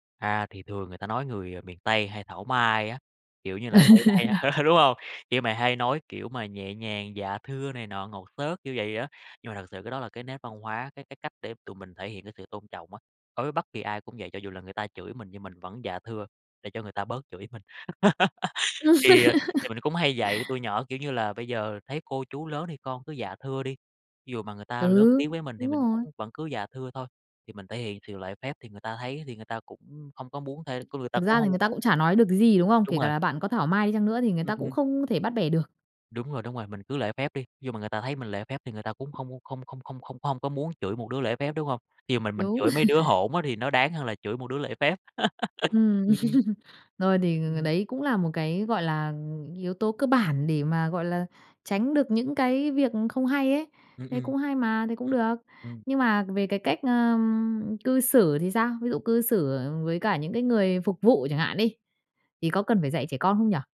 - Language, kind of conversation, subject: Vietnamese, podcast, Bạn dạy con về lễ nghĩa hằng ngày trong gia đình như thế nào?
- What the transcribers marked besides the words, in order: tapping; laugh; laugh; laugh; laugh